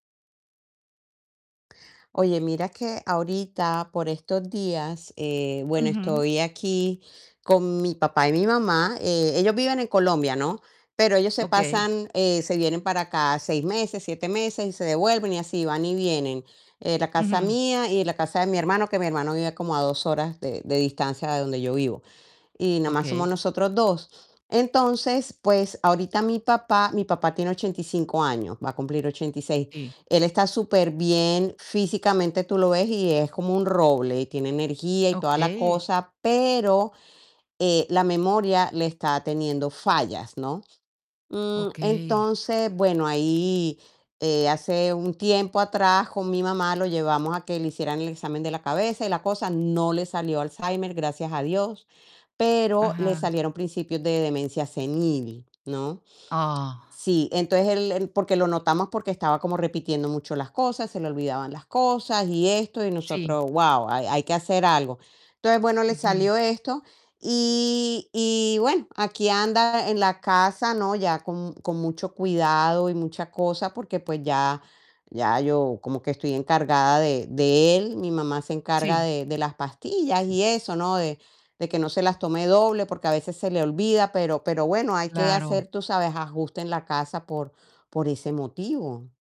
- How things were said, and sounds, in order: static; tapping; distorted speech
- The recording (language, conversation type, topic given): Spanish, advice, ¿Cómo puedo cuidar a mi padre mayor y ajustar mis prioridades sin descuidar mis otras responsabilidades?